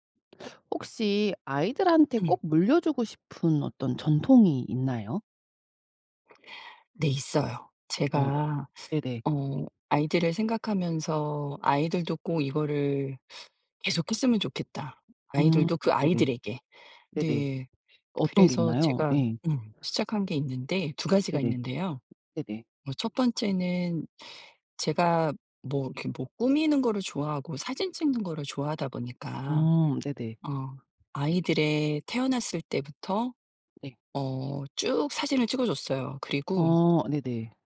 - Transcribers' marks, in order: other background noise; tapping
- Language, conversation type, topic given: Korean, podcast, 아이들에게 꼭 물려주고 싶은 전통이 있나요?